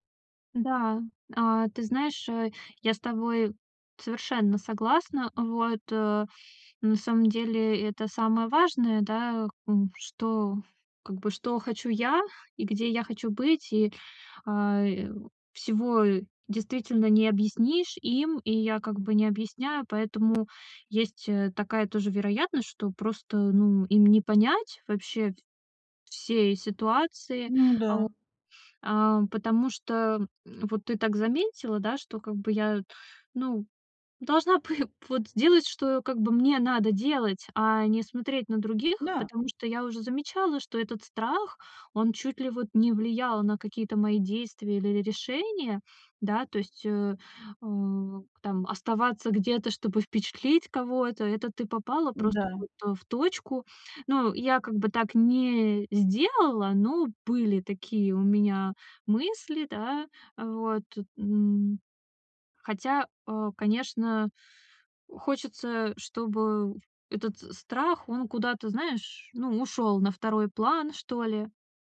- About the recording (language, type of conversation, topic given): Russian, advice, Как мне перестать бояться оценки со стороны других людей?
- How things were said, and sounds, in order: tapping